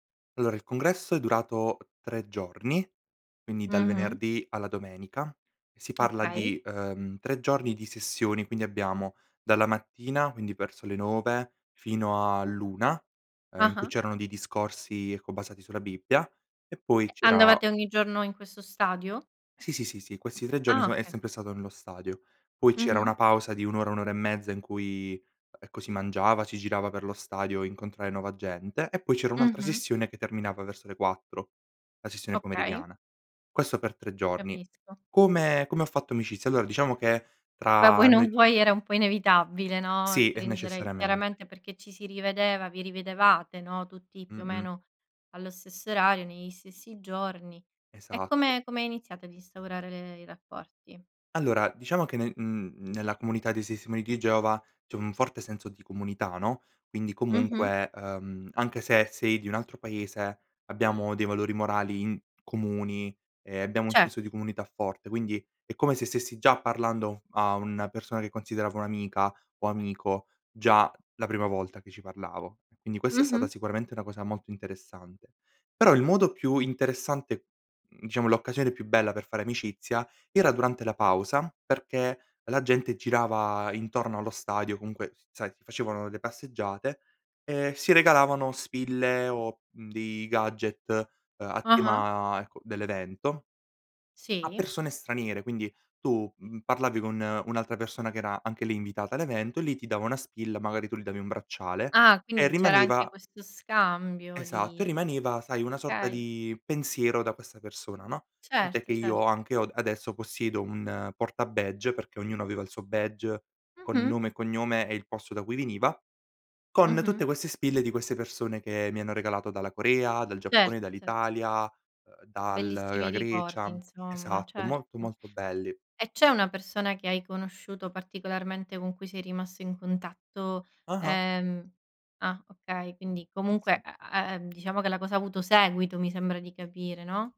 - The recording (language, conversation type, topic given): Italian, podcast, Qual è stato un viaggio che ti ha cambiato la vita?
- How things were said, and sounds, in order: "rivedevate" said as "rividevate"; "testimoni" said as "sestimoni"; other background noise